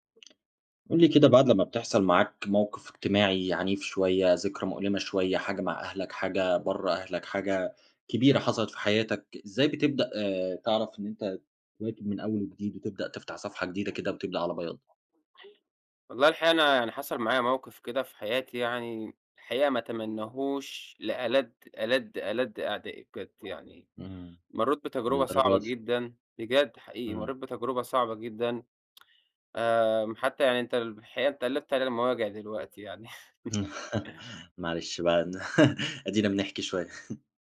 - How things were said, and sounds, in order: tapping; background speech; other background noise; tsk; chuckle; chuckle
- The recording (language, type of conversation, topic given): Arabic, podcast, إزاي تقدر تبتدي صفحة جديدة بعد تجربة اجتماعية وجعتك؟